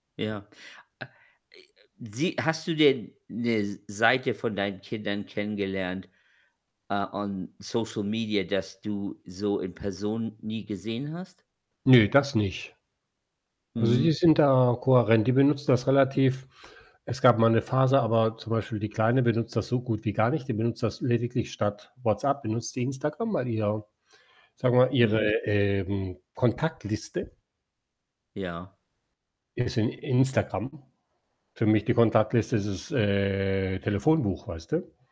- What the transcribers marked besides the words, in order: in English: "on"; static
- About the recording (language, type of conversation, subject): German, unstructured, Welche Rolle spielen soziale Medien in unserer Gesellschaft?